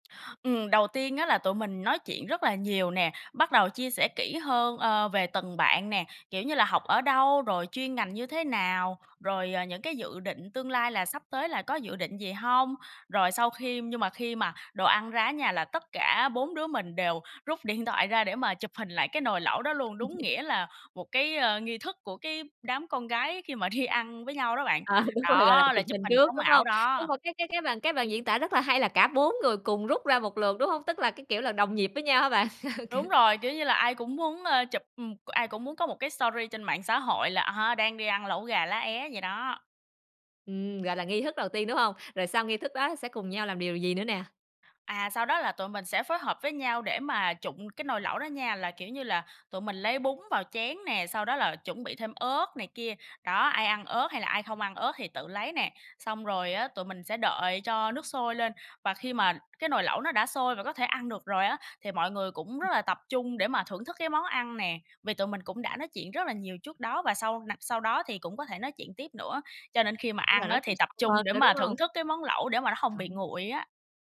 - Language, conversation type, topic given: Vietnamese, podcast, Bạn từng được người lạ mời ăn chung không?
- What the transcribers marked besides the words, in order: tapping; laughing while speaking: "điện"; laugh; laughing while speaking: "đi"; laughing while speaking: "À, đúng rồi"; laugh; laughing while speaking: "Kiểu"; other background noise; unintelligible speech